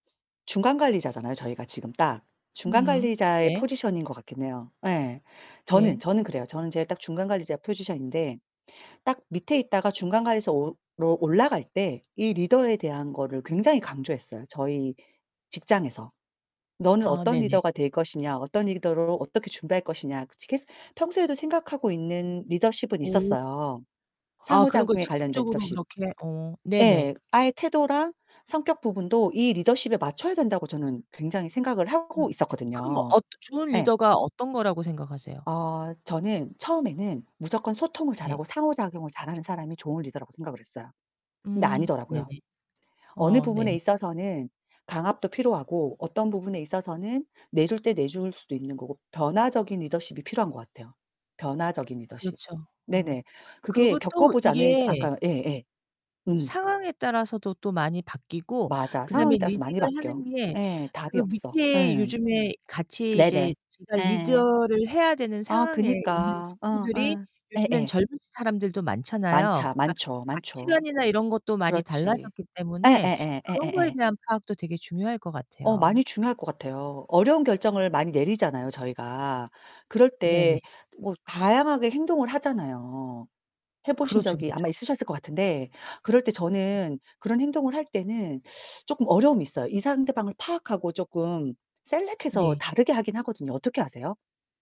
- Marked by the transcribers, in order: other background noise; distorted speech
- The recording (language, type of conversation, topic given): Korean, unstructured, 좋은 리더의 조건은 무엇일까요?